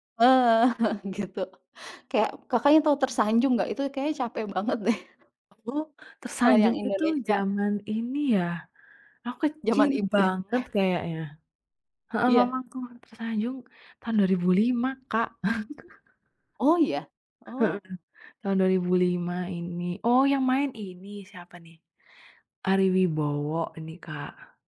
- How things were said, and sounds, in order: laughing while speaking: "Heeh, gitu"; laughing while speaking: "deh"; tapping; chuckle
- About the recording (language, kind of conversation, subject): Indonesian, unstructured, Mana yang lebih Anda nikmati: menonton serial televisi atau film?